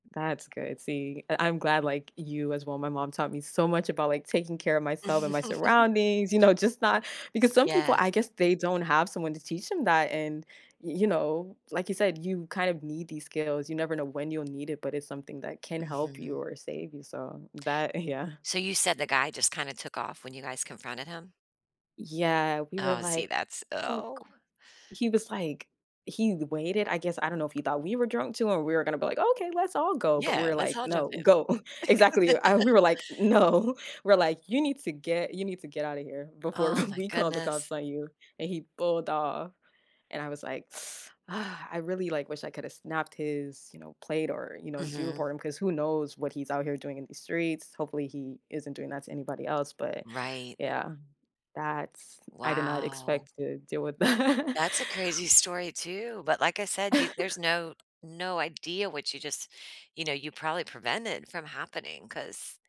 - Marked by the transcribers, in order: other background noise; laugh; tapping; laughing while speaking: "yeah"; chuckle; laugh; laughing while speaking: "No"; chuckle; sigh; laughing while speaking: "that"; chuckle
- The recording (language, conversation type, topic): English, unstructured, How can I learn from accidentally helping someone?